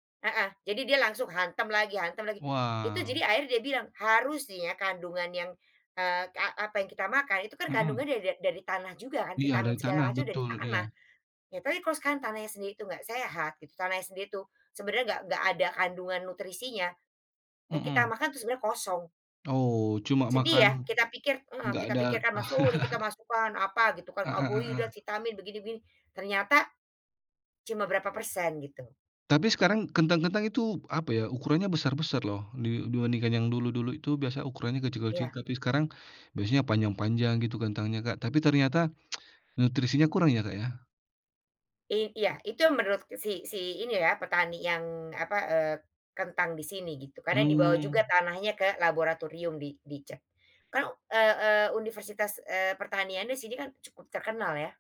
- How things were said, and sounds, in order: chuckle; tsk
- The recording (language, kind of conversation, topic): Indonesian, unstructured, Apa yang membuatmu takut akan masa depan jika kita tidak menjaga alam?